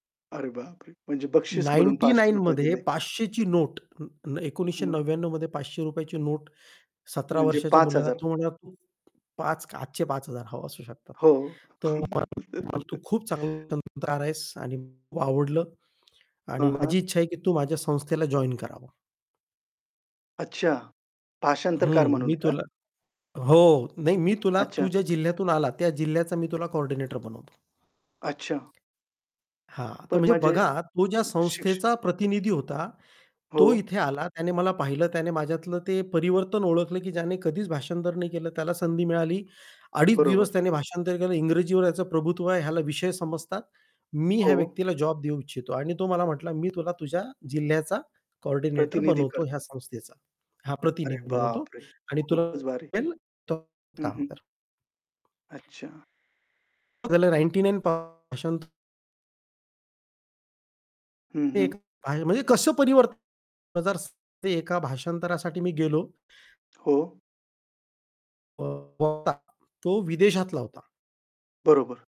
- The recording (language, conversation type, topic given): Marathi, podcast, अचानक मिळालेल्या संधीमुळे तुमच्या आयुष्याची दिशा कशी बदलली?
- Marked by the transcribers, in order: tapping; in English: "नाइन्टी नाईन मध्ये"; in English: "एकोणीसशे नव्व्याण्णव मध्ये"; static; unintelligible speech; distorted speech; laugh; unintelligible speech; unintelligible speech; in English: "नाइन्टी नाईन"; unintelligible speech; unintelligible speech; unintelligible speech